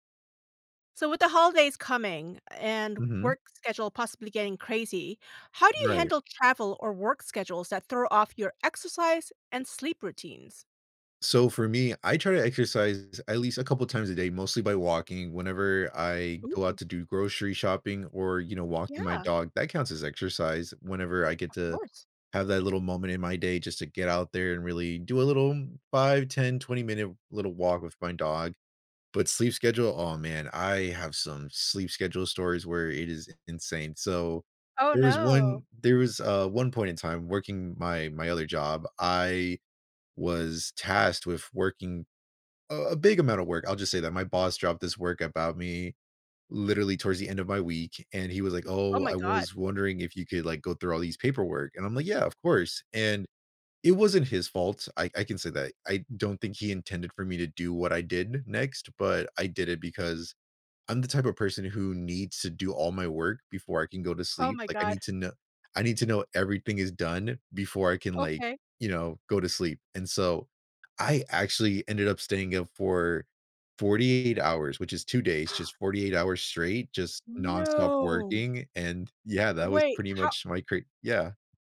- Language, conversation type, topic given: English, unstructured, How can I keep my sleep and workouts on track while traveling?
- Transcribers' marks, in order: gasp; surprised: "No"